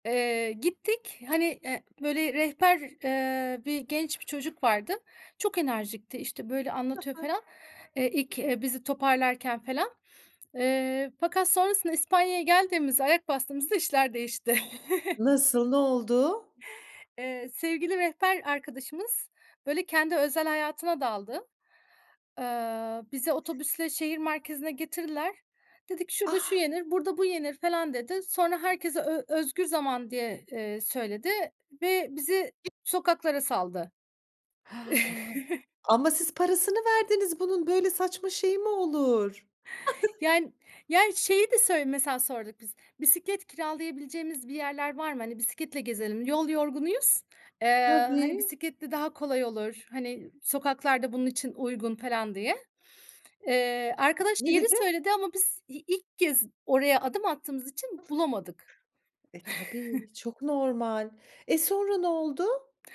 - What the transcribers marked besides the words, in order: other background noise; tapping; chuckle; other noise; unintelligible speech; chuckle; chuckle; chuckle
- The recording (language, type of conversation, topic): Turkish, podcast, Turist rotasının dışına çıktığın bir anını anlatır mısın?